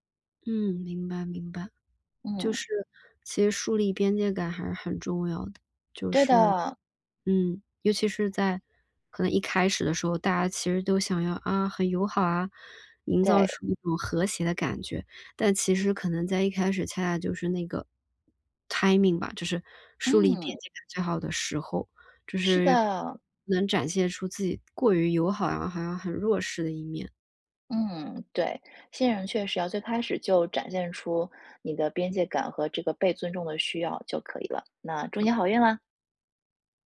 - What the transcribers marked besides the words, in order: tapping; in English: "timing"
- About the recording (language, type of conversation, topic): Chinese, advice, 我該如何處理工作中的衝突與利益衝突？